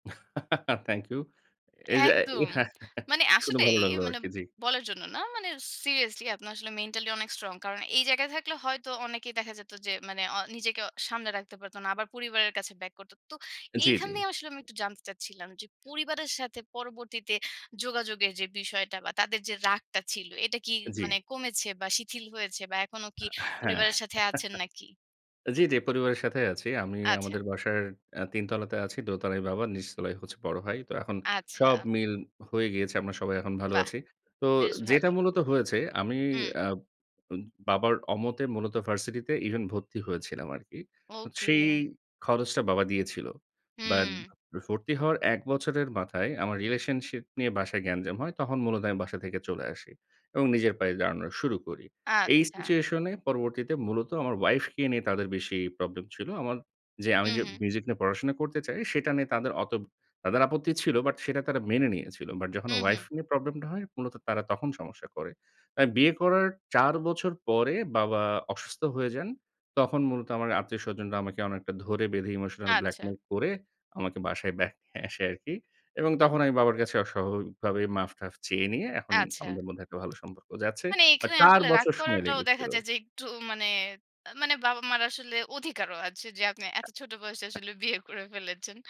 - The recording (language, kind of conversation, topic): Bengali, podcast, কোন সিনেমাটি আপনার জীবনে সবচেয়ে গভীর প্রভাব ফেলেছে বলে আপনি মনে করেন?
- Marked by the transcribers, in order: chuckle; chuckle; horn; in English: "even"; in English: "relationship"; in English: "emotional blackmail"; in English: "back"; tapping; laughing while speaking: "যে আপনি এত ছোট বয়সে আসলে বিয়ে করে ফেলেছেন"; other background noise